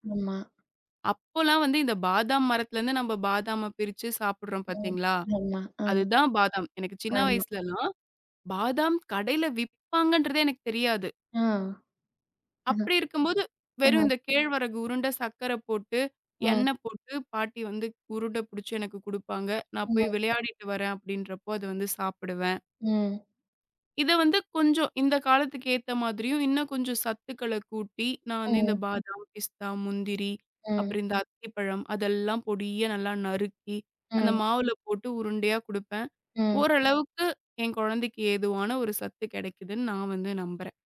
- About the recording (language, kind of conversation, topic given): Tamil, podcast, பாரம்பரிய சமையல் குறிப்புகளை வீட்டில் எப்படி மாற்றி அமைக்கிறீர்கள்?
- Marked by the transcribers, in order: "ஆமா" said as "உம்மா"; tapping; surprised: "எனக்கு சின்ன வயசுலாம் பாதாம் கடைல விப்பாங்கன்றதே எனக்கு தெரியாது"